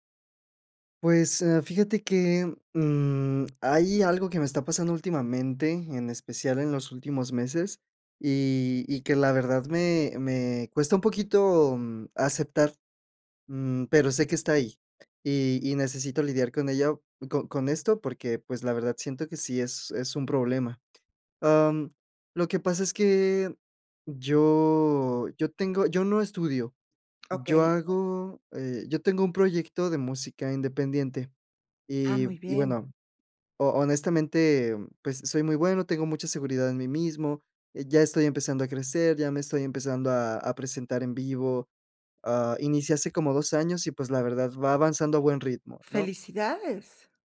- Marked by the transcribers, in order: none
- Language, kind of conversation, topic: Spanish, advice, ¿Qué te está costando más para empezar y mantener una rutina matutina constante?